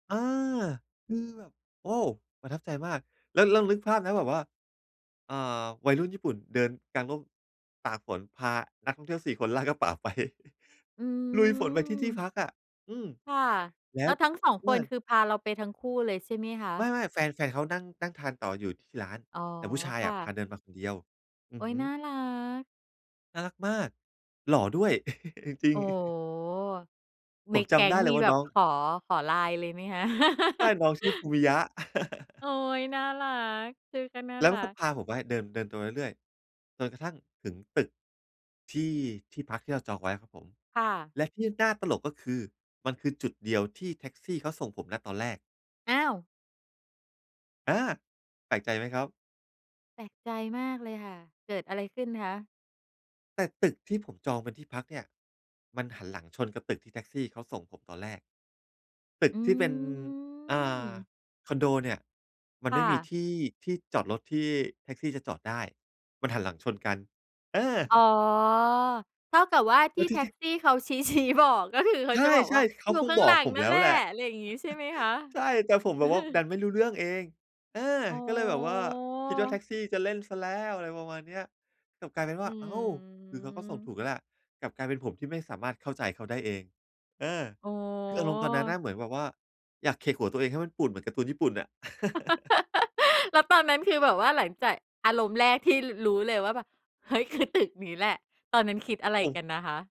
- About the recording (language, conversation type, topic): Thai, podcast, เคยหลงทางแล้วไม่รู้ว่าควรทำอย่างไรบ้างไหม?
- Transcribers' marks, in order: laughing while speaking: "ลากกระเป๋าไป"; chuckle; chuckle; drawn out: "อืม"; laughing while speaking: "ชี้บอก ก็คือ"; chuckle; chuckle; drawn out: "อ๋อ"; drawn out: "อืม"; chuckle